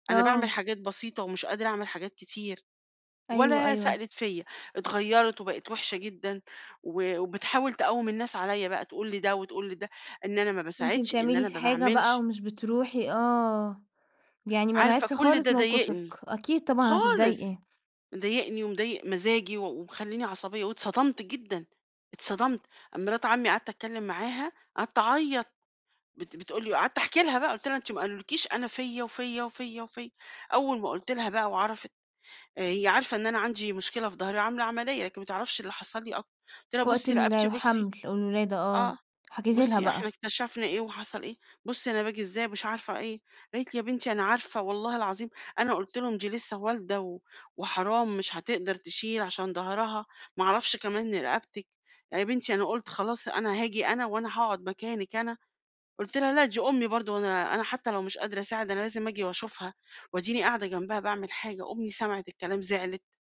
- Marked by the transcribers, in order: other background noise
- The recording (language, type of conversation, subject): Arabic, advice, إزاي أوازن بين رعاية حد من أهلي وحياتي الشخصية؟